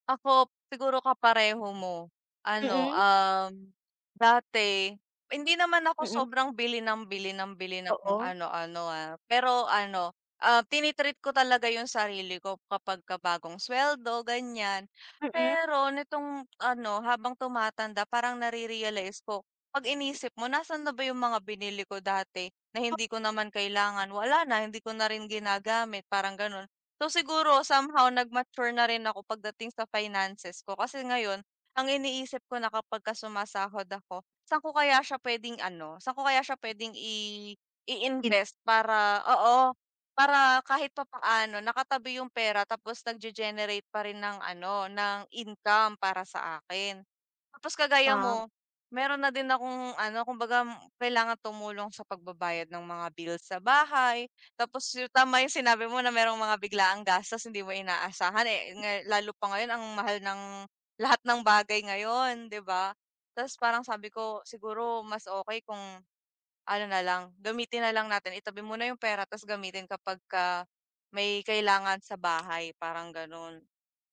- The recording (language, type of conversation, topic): Filipino, unstructured, Ano ang unang bagay na binili mo gamit ang sarili mong pera?
- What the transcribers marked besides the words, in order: in English: "finances"; other background noise